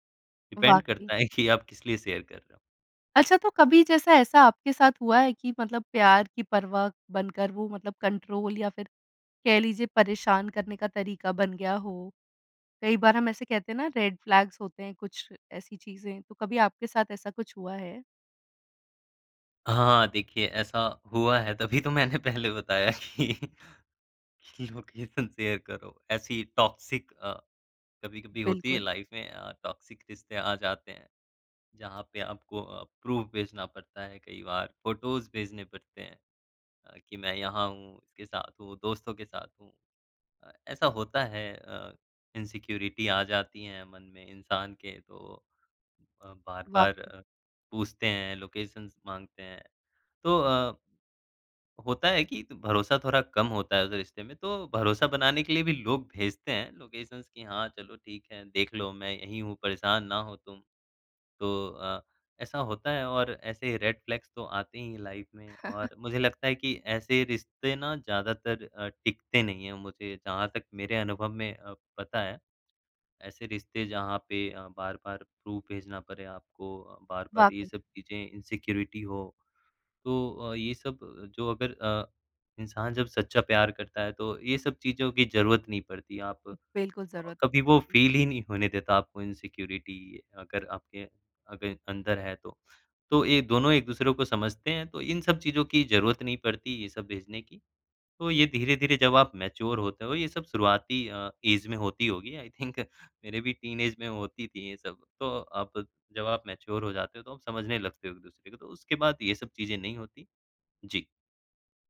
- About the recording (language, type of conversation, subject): Hindi, podcast, क्या रिश्तों में किसी की लोकेशन साझा करना सही है?
- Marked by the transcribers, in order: in English: "डिपेंड"; laughing while speaking: "कि आप"; in English: "शेयर"; in English: "कंट्रोल"; in English: "रेड फ्लैग्स"; laughing while speaking: "मैंने पहले बताया कि, लोकेशन शेयर करो"; in English: "लोकेशन शेयर"; in English: "टॉक्सिक"; in English: "लाइफ़"; in English: "टॉक्सिक"; in English: "प्रूफ़"; in English: "फ़ोटोज़"; in English: "इनसिक्योरिटी"; in English: "लोकेशन्स"; in English: "लोकेशन्स"; in English: "रेड फ़्लैग्स"; in English: "लाइफ़"; chuckle; in English: "प्रूफ़"; in English: "इनसिक्योरिटी"; in English: "फ़ील"; in English: "इनसिक्योरिटी"; in English: "मैच्योर"; in English: "एज"; in English: "आई थिंक"; in English: "टीनएज"; in English: "मैच्योर"